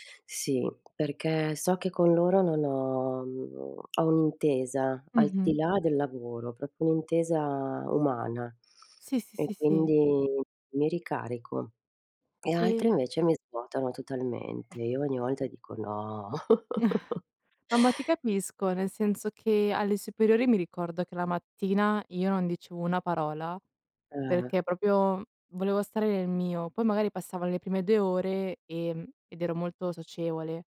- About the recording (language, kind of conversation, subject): Italian, unstructured, Cosa ti piace fare quando sei in compagnia?
- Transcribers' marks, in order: tapping; other background noise; chuckle; "dicevo" said as "diceo"